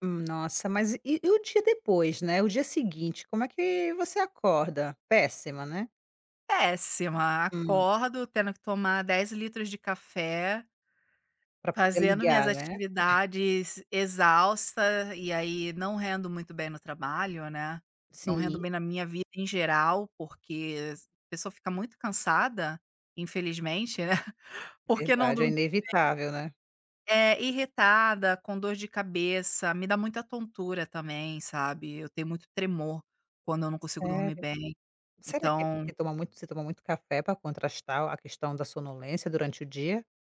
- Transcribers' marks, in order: tapping; other background noise; chuckle; unintelligible speech
- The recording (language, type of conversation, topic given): Portuguese, advice, Como posso lidar com a dificuldade de desligar as telas antes de dormir?